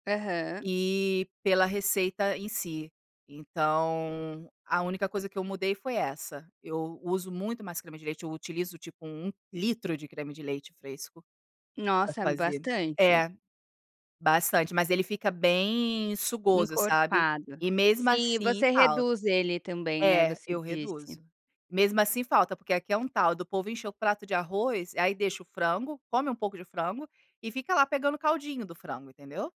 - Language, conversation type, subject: Portuguese, podcast, Me conta sobre um prato que sempre dá certo nas festas?
- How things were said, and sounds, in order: none